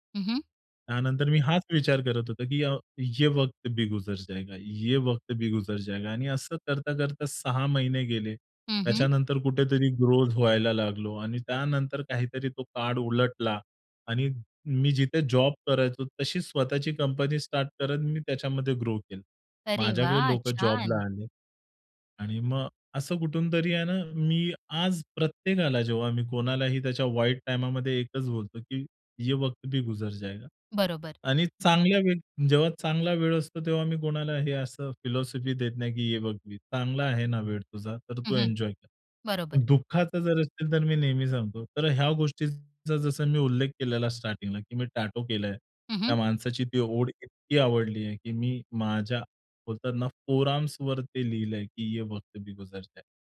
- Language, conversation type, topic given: Marathi, podcast, रस्त्यावरील एखाद्या अपरिचिताने तुम्हाला दिलेला सल्ला तुम्हाला आठवतो का?
- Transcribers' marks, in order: in Hindi: "ये वक्त भी गुजर जाएगा ये वक्त भी गुजर जाएगा"; in English: "ग्रोथ"; in English: "जॉब"; in English: "स्टार्ट"; in English: "ग्रो"; put-on voice: "अरे वाह! छान"; in English: "जॉबला"; in Hindi: "ये वक्त भी गुजर जाएगा"; in English: "फिलॉसॉफी"; in Hindi: "ये वक्त भी"; in English: "एन्जॉय"; in English: "स्टार्टिंगला"; in English: "फोरआर्म्सवरती"; in Hindi: "ये वक्त भी गुजर जाएगा"